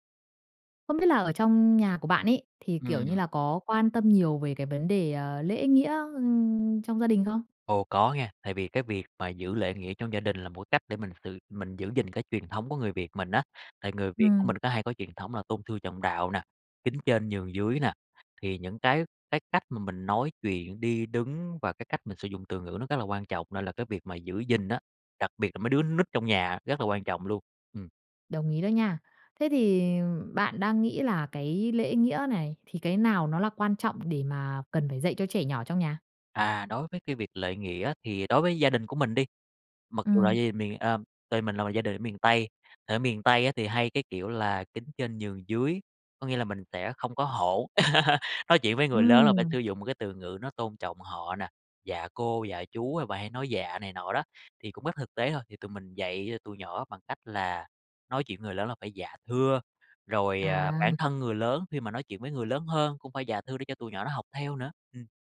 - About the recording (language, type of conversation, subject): Vietnamese, podcast, Bạn dạy con về lễ nghĩa hằng ngày trong gia đình như thế nào?
- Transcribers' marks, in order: tapping; laugh; other background noise